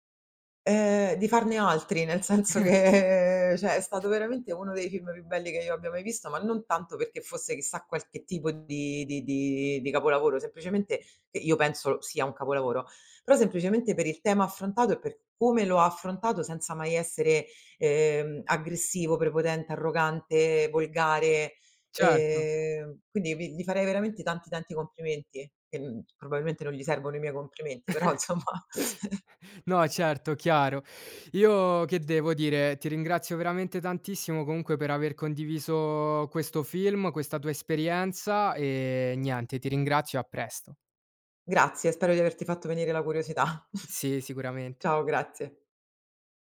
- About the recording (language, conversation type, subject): Italian, podcast, Qual è un film che ti ha cambiato la prospettiva sulla vita?
- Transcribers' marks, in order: chuckle; chuckle; laughing while speaking: "nsomma"; "insomma" said as "nsomma"; chuckle; chuckle